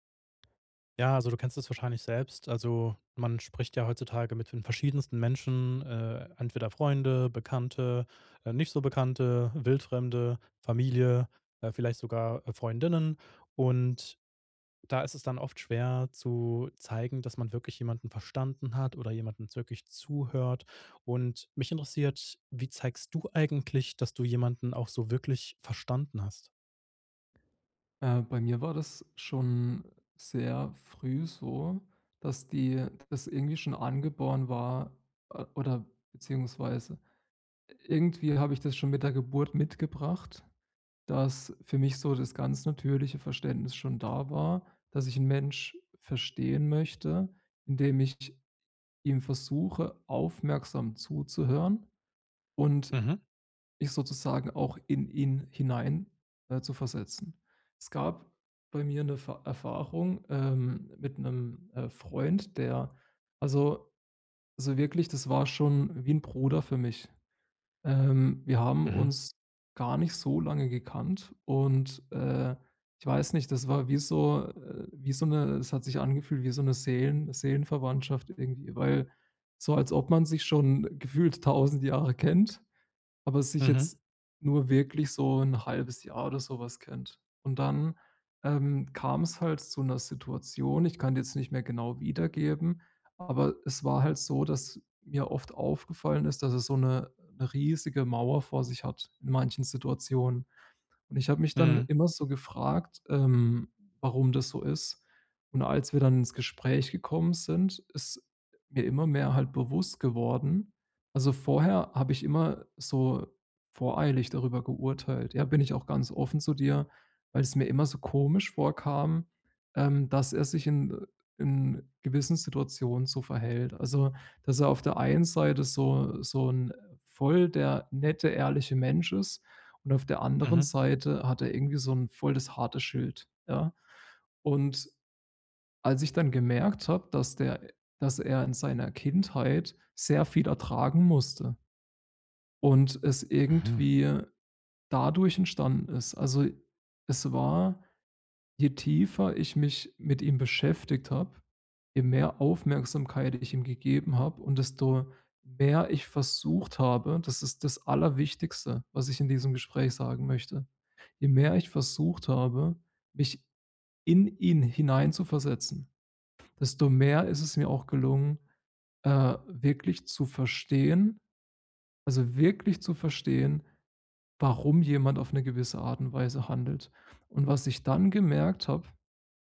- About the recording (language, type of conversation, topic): German, podcast, Wie zeigst du, dass du jemanden wirklich verstanden hast?
- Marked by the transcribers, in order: other background noise; tapping; laughing while speaking: "tausend Jahre kennt"